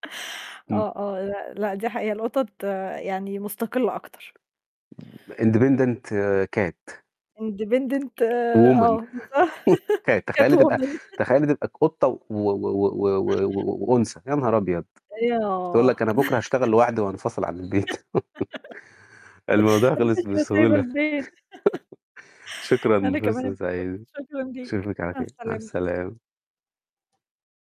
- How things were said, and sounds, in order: tapping; other noise; in English: "independent cat. woman"; chuckle; in English: "independent"; laughing while speaking: "بالضبط cat woman"; chuckle; in English: "cat woman"; laugh; unintelligible speech; chuckle; laugh; chuckle; laugh; chuckle; other background noise
- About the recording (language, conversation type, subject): Arabic, unstructured, إيه رأيك في اللي بيستخدم العاطفة عشان يقنع غيره؟